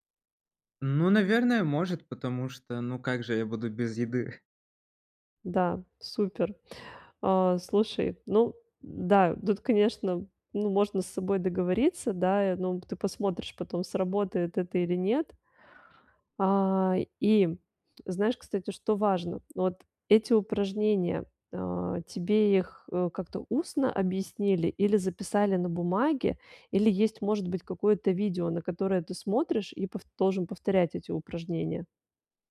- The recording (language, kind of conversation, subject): Russian, advice, Как выработать долгосрочную привычку регулярно заниматься физическими упражнениями?
- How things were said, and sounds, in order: none